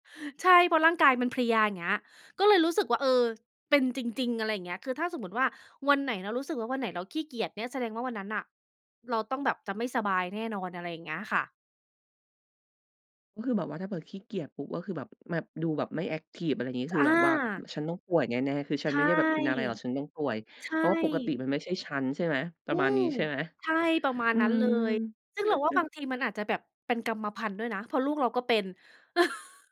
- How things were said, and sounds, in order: other background noise; tapping; chuckle; chuckle
- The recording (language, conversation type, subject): Thai, podcast, มีคำแนะนำสำหรับคนที่ยังไม่รู้ว่าการฟังร่างกายคืออะไรไหม?